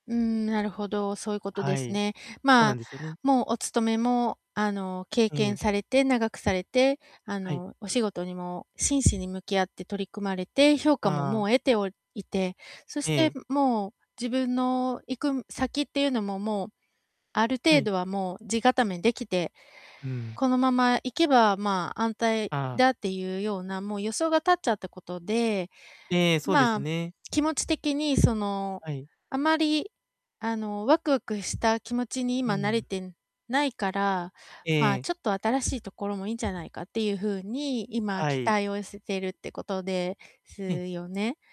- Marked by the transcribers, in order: other background noise; static
- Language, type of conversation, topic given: Japanese, advice, 安定した生活を選ぶべきか、それとも成長につながる挑戦を選ぶべきか、どう判断すればよいですか？